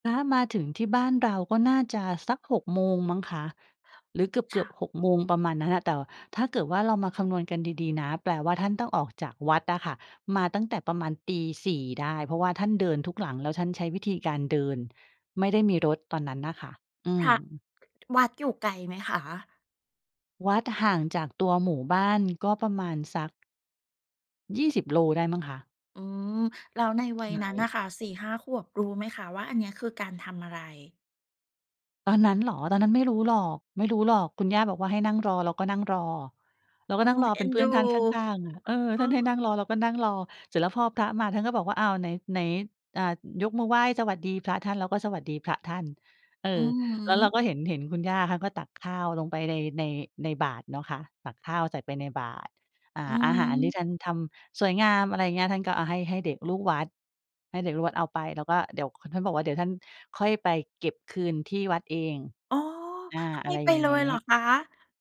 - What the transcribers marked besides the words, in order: other background noise; tapping
- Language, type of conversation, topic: Thai, podcast, คุณเคยตักบาตรหรือถวายอาหารบ้างไหม ช่วยเล่าให้ฟังหน่อยได้ไหม?